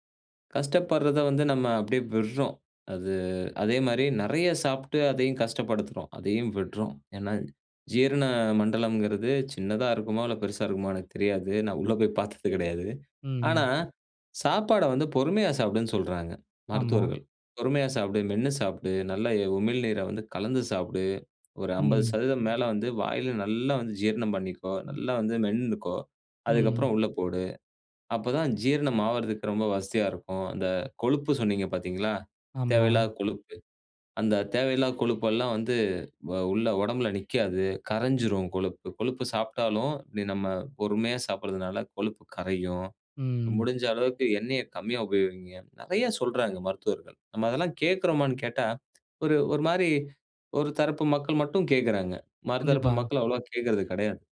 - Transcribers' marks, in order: laughing while speaking: "பார்த்தது கிடையாது"
- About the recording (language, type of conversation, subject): Tamil, podcast, உணவில் சிறிய மாற்றங்கள் எப்படி வாழ்க்கையை பாதிக்க முடியும்?